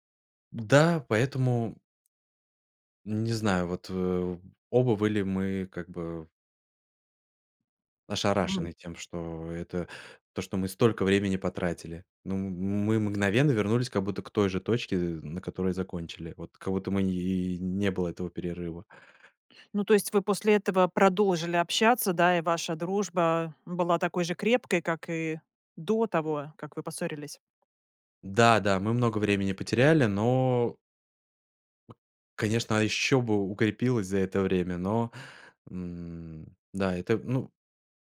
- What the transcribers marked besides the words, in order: tapping
- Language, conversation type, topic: Russian, podcast, Как вернуть утраченную связь с друзьями или семьёй?